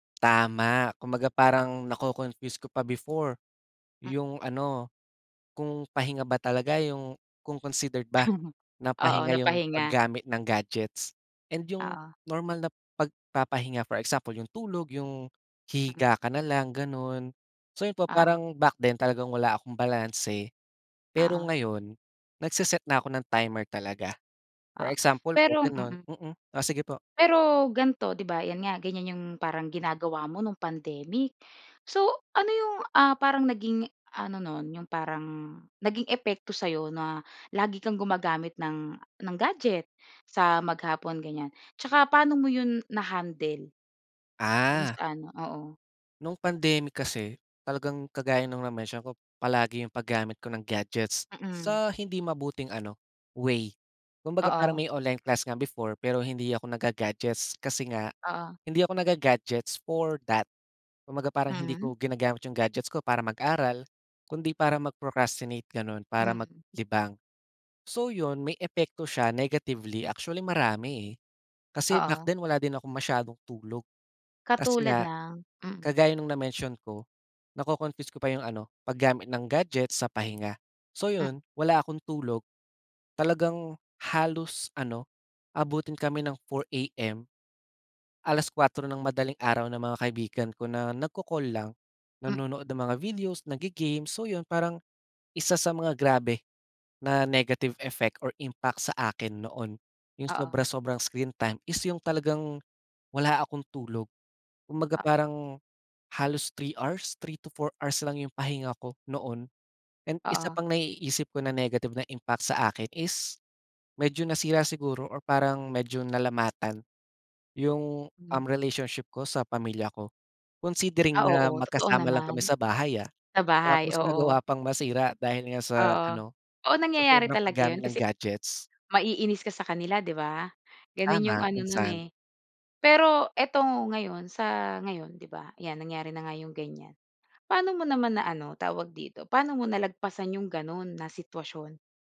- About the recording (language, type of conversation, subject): Filipino, podcast, Paano mo binabalanse ang oras mo sa paggamit ng mga screen at ang pahinga?
- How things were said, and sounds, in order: chuckle; tapping; other background noise